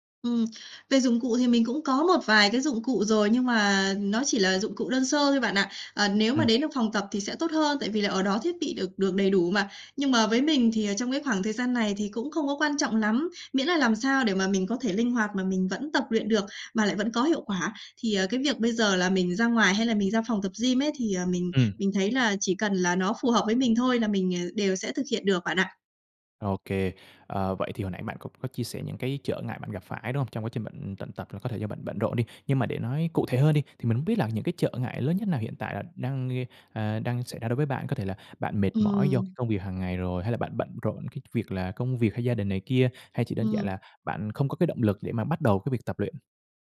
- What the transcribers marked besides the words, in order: tapping
- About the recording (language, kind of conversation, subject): Vietnamese, advice, Làm sao sắp xếp thời gian để tập luyện khi tôi quá bận rộn?